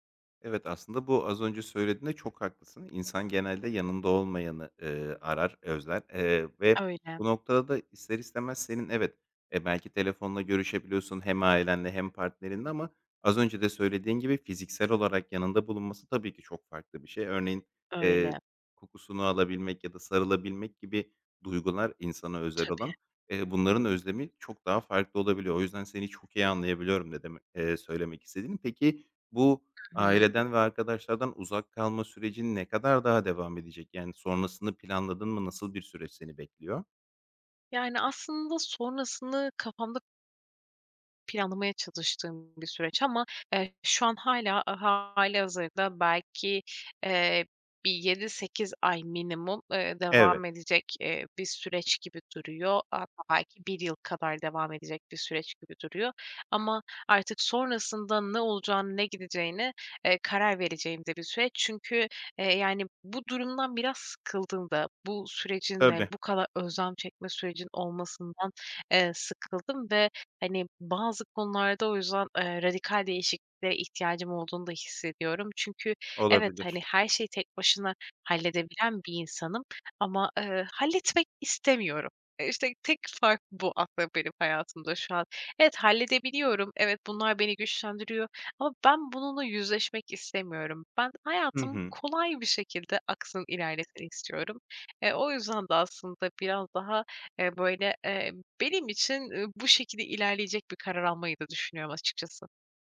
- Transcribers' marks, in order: other background noise
- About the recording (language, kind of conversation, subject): Turkish, advice, Ailenden ve arkadaşlarından uzakta kalınca ev özlemiyle nasıl baş ediyorsun?